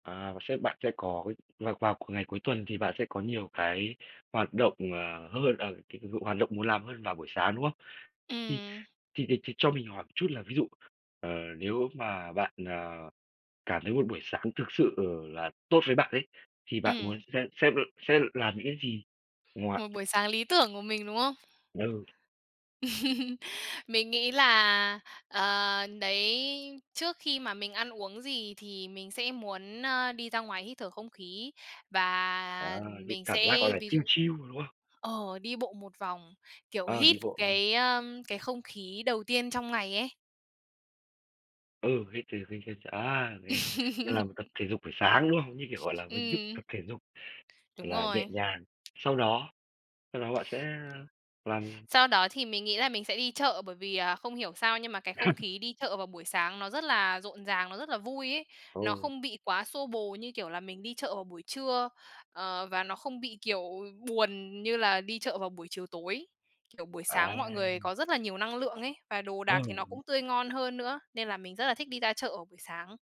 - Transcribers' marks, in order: tapping; laugh; laugh; laugh
- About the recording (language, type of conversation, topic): Vietnamese, podcast, Buổi sáng bạn thường bắt đầu ngày mới như thế nào?